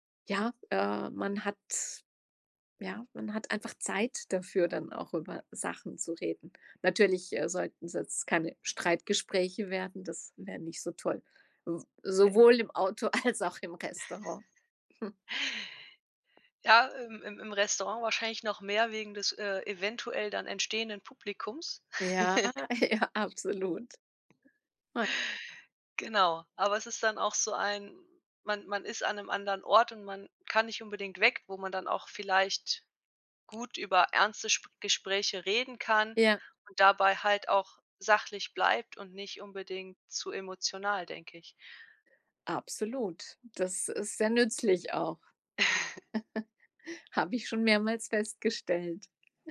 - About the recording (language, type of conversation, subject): German, podcast, Wie nehmt ihr euch als Paar bewusst Zeit füreinander?
- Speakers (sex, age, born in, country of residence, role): female, 35-39, Germany, Germany, host; female, 55-59, Germany, France, guest
- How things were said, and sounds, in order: unintelligible speech; laughing while speaking: "als auch"; giggle; other background noise; chuckle; giggle; laughing while speaking: "ja"; chuckle